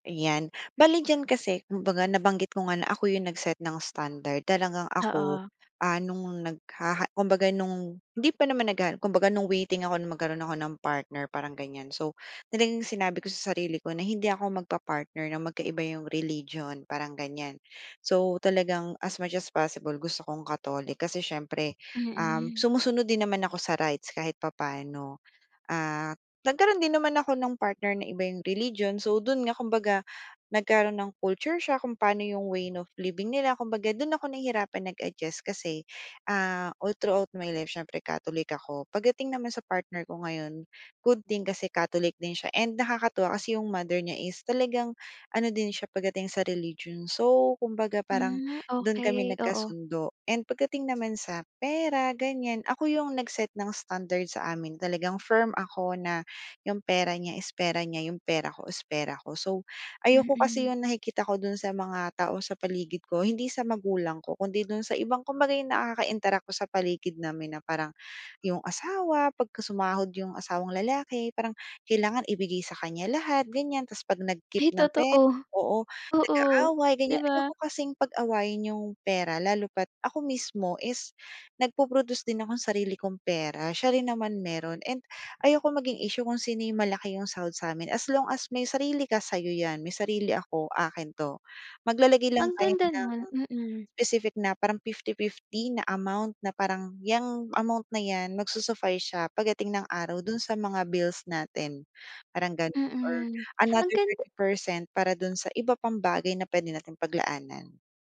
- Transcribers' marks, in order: tapping; other background noise
- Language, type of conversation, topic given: Filipino, podcast, Paano mo maipapaliwanag sa pamilya ang kanilang mga inaasahan tungkol sa pag-aasawa?